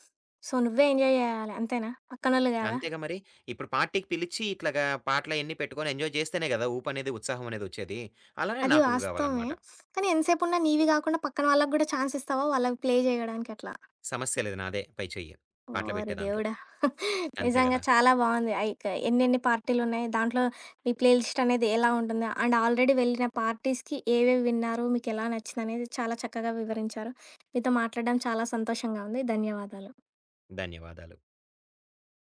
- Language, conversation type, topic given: Telugu, podcast, పార్టీకి ప్లేలిస్ట్ సిద్ధం చేయాలంటే మొదట మీరు ఎలాంటి పాటలను ఎంచుకుంటారు?
- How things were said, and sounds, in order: in English: "సో"; in English: "ఎంజాయ్"; in English: "పార్టీకి"; in English: "ఎంజాయ్"; in English: "చాన్స్"; in English: "ప్లే"; giggle; "అయితే" said as "అయికే"; in English: "ప్లే లిస్ట్"; in English: "అండ్, ఆల్రెడీ"; in English: "పార్టీస్‌కి"; other background noise